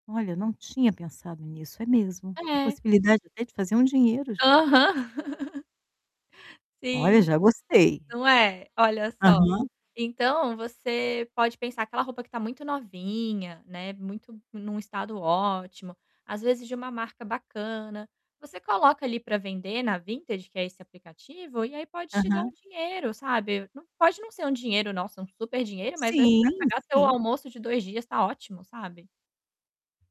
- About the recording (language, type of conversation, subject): Portuguese, advice, Como posso descartar itens sem me sentir culpado?
- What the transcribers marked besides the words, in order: static; tapping; laugh; distorted speech